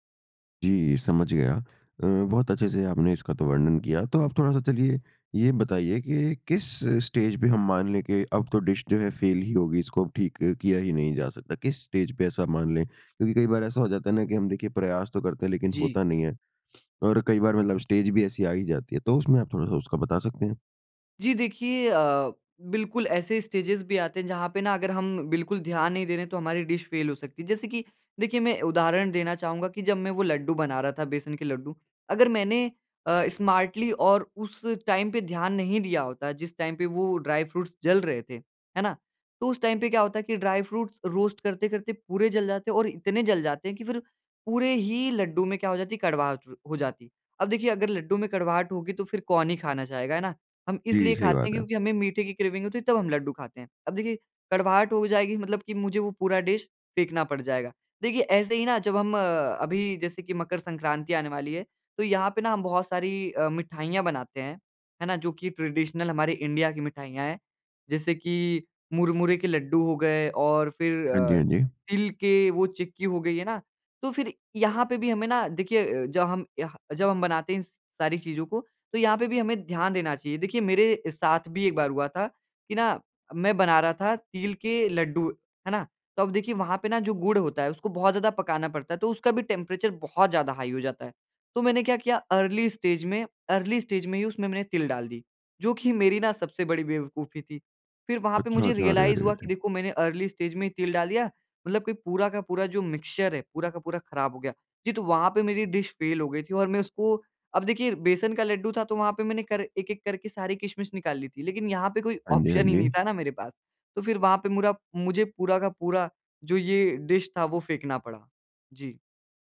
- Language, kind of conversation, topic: Hindi, podcast, खराब हो गई रेसिपी को आप कैसे सँवारते हैं?
- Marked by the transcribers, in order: in English: "स्टेज"; in English: "डिश"; in English: "स्टेज"; tapping; in English: "स्टेज"; in English: "स्टेजेज़"; in English: "डिश"; in English: "स्मार्टली"; in English: "टाइम"; in English: "टाइम"; in English: "ड्राई फ्रूट्स"; in English: "टाइम"; in English: "ड्राई फ्रूट्स रोस्ट"; in English: "क्रेविंग"; in English: "डिश"; in English: "ट्रेडिशनल"; in English: "टेंपरेचर"; in English: "हाई"; in English: "अर्ली स्टेज"; in English: "अर्ली स्टेज"; in English: "रियलाइज़"; in English: "अर्ली स्टेज"; in English: "मिक्सचर"; in English: "डिश"; in English: "ऑप्शन"; in English: "डिश"